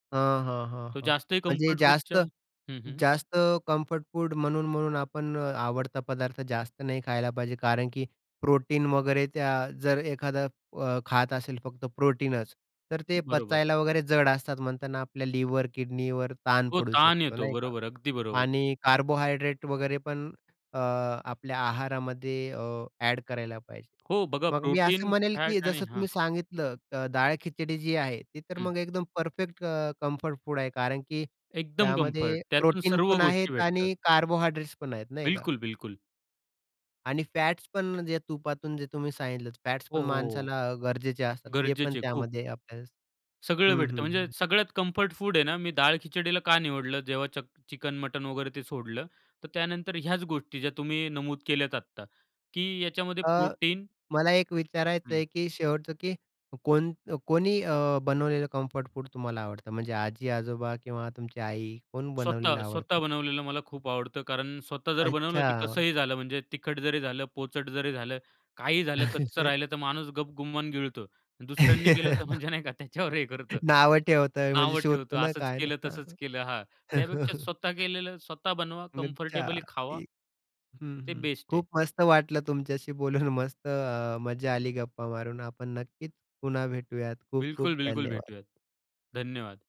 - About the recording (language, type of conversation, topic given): Marathi, podcast, तुमचा आवडता आरामदायी पदार्थ कोणता आहे आणि तो तुम्हाला का दिलासा देतो?
- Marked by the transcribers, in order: other background noise; in English: "प्रोटीन"; in English: "प्रोटीनच"; tapping; in English: "प्रोटीन"; in English: "प्रोटीन"; in English: "प्रोटीन"; chuckle; laugh; chuckle; chuckle; unintelligible speech; chuckle